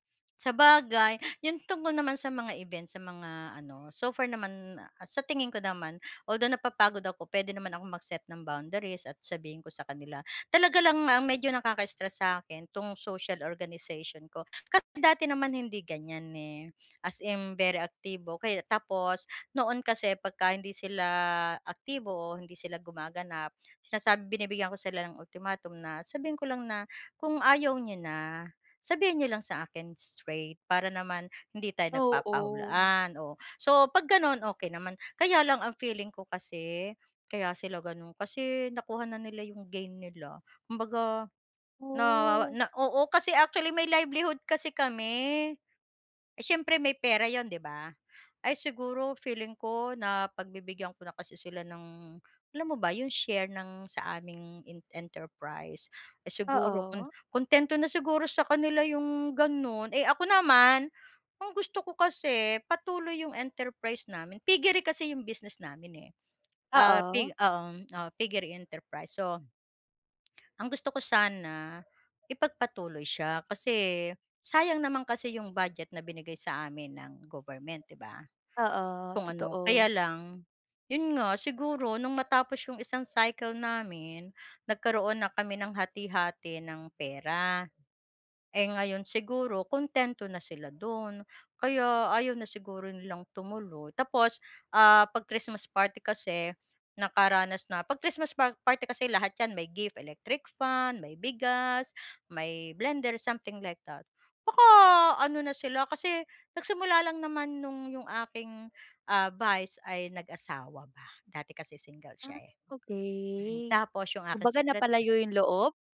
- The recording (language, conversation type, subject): Filipino, advice, Paano ko sasabihin nang maayos na ayaw ko munang dumalo sa mga okasyong inaanyayahan ako dahil napapagod na ako?
- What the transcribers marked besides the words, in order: background speech; in English: "ultimatum"; tapping; dog barking; in English: "something like that"; chuckle